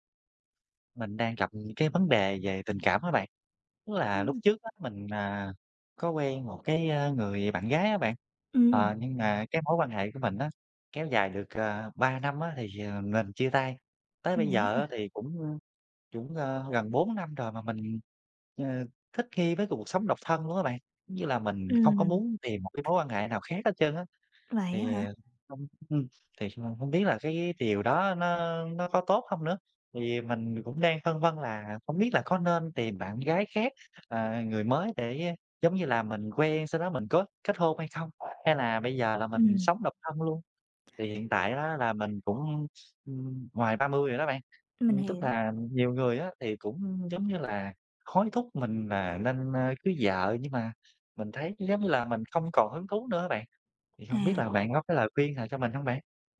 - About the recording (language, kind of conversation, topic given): Vietnamese, advice, Bạn đang cố thích nghi với cuộc sống độc thân như thế nào sau khi kết thúc một mối quan hệ lâu dài?
- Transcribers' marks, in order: other background noise; tapping